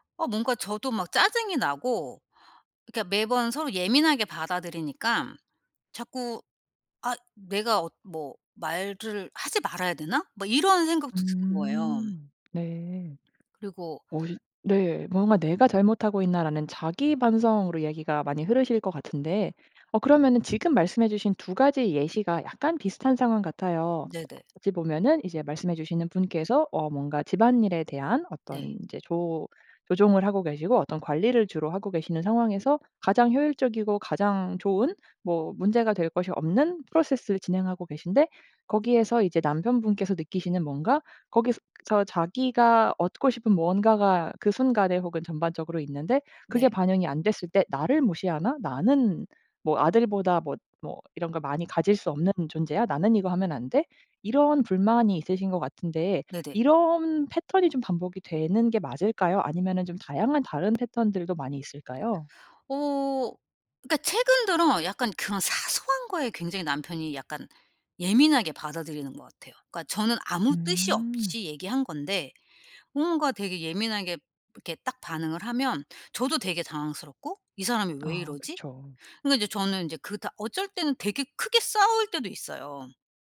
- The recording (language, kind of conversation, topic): Korean, advice, 반복되는 사소한 다툼으로 지쳐 계신가요?
- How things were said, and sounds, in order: tapping; other background noise; in English: "프로세스를"